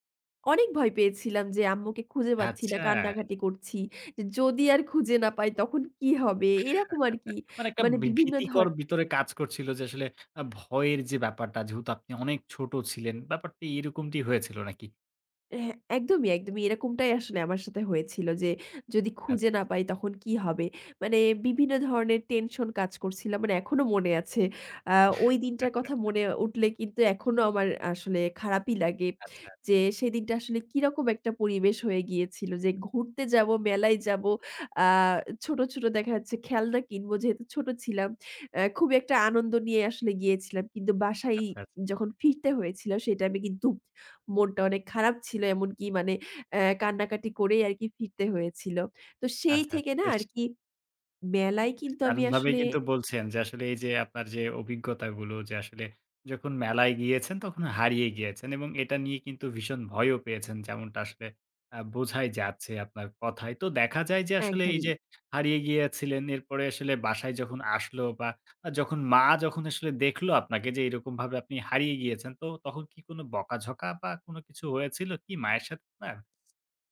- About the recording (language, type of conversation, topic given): Bengali, podcast, কোথাও হারিয়ে যাওয়ার পর আপনি কীভাবে আবার পথ খুঁজে বের হয়েছিলেন?
- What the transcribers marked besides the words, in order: chuckle; tapping; other background noise; chuckle